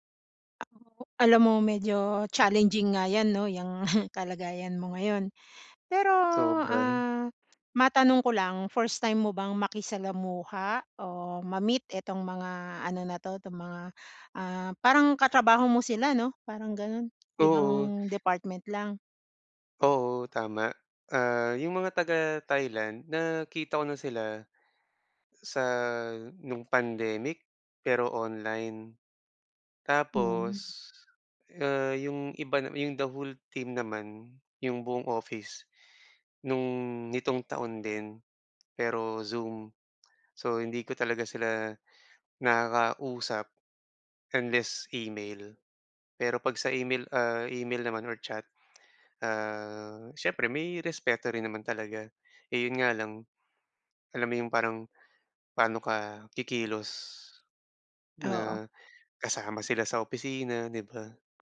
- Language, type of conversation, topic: Filipino, advice, Paano ako makikipag-ugnayan sa lokal na administrasyon at mga tanggapan dito?
- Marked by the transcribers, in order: other background noise; snort